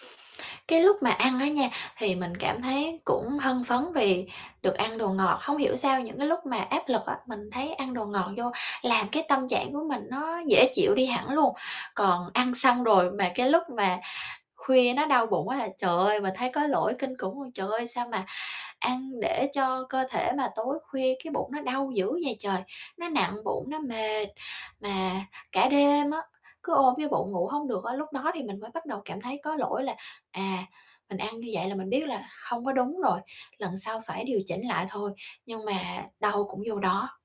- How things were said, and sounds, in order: tapping; other background noise
- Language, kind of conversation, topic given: Vietnamese, advice, Làm sao để biết mình đang ăn vì cảm xúc hay vì đói thật?